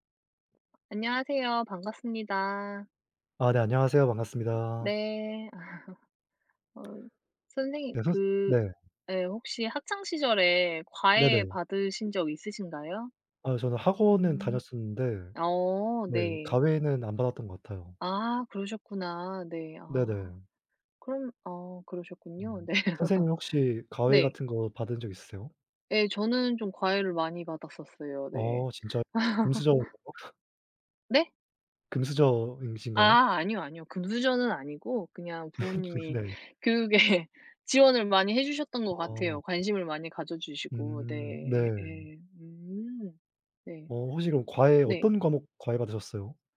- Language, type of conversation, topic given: Korean, unstructured, 과외는 꼭 필요한가요, 아니면 오히려 부담이 되나요?
- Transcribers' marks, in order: other background noise; laugh; tapping; laughing while speaking: "네"; laugh; laugh; unintelligible speech; laugh; laughing while speaking: "교육에"